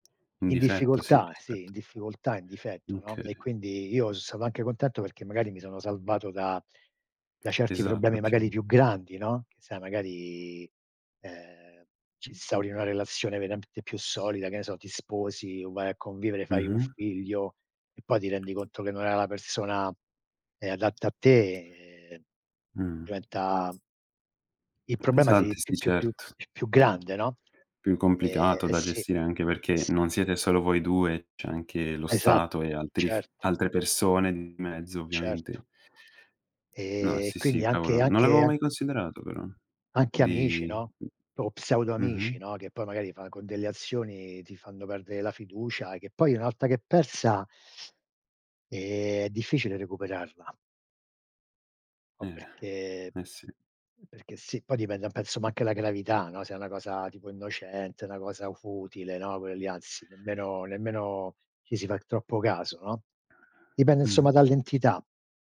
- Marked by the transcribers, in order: other background noise; drawn out: "magari eh"; other noise; "veramente" said as "verapte"; tapping; siren; drawn out: "E"; drawn out: "Di"; drawn out: "eh"; drawn out: "perché"
- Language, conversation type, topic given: Italian, unstructured, Come si costruisce la fiducia in una relazione?
- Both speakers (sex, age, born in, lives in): male, 18-19, Italy, Italy; male, 60-64, Italy, United States